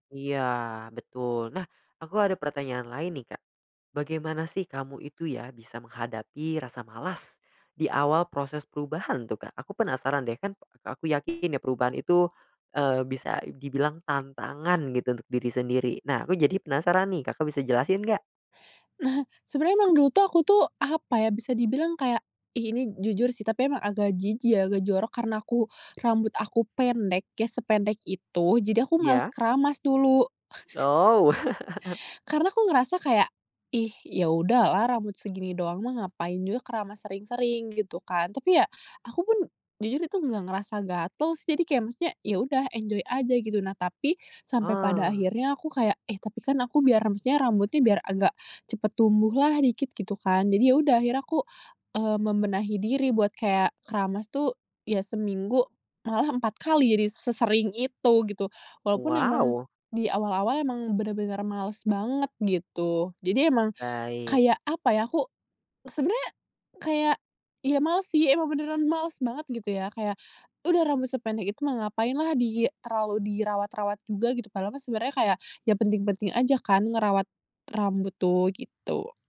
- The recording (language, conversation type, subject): Indonesian, podcast, Apa tantangan terberat saat mencoba berubah?
- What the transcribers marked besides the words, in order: giggle; chuckle; in English: "enjoy"